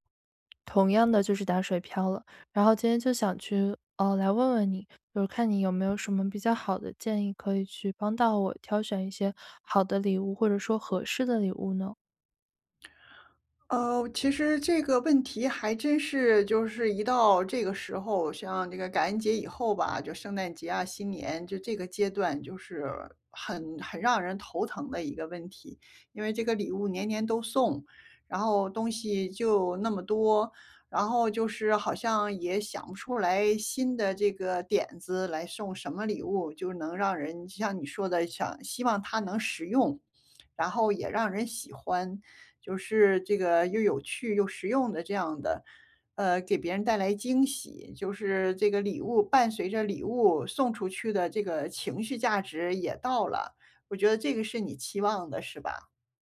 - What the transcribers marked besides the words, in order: other background noise
- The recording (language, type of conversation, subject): Chinese, advice, 我怎样才能找到适合别人的礼物？